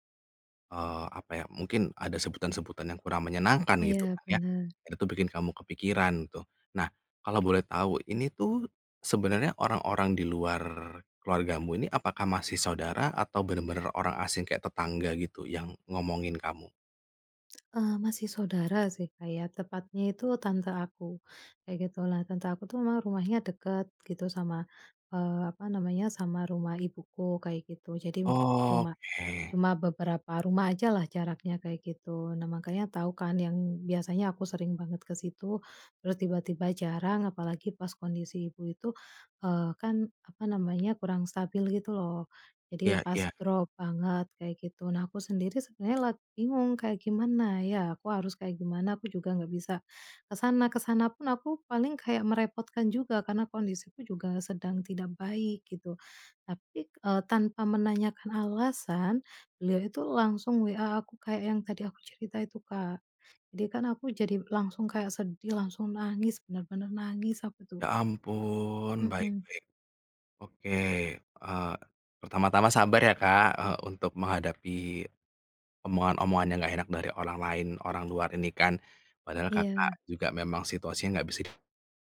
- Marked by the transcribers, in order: other background noise
- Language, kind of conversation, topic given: Indonesian, advice, Bagaimana sebaiknya saya menyikapi gosip atau rumor tentang saya yang sedang menyebar di lingkungan pergaulan saya?